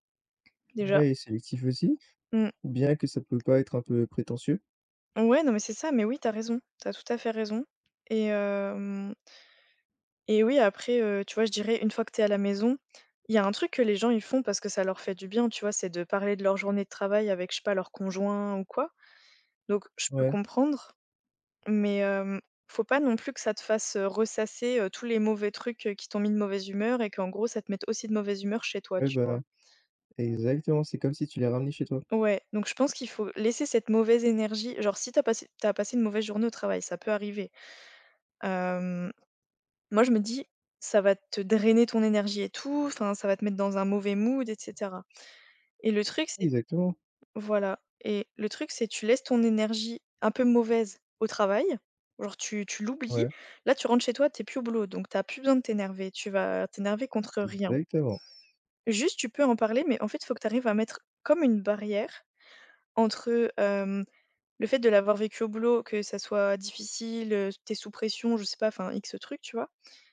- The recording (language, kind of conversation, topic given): French, unstructured, Comment trouves-tu l’équilibre entre travail et vie personnelle ?
- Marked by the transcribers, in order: tapping; stressed: "Exactement"; stressed: "Exactement"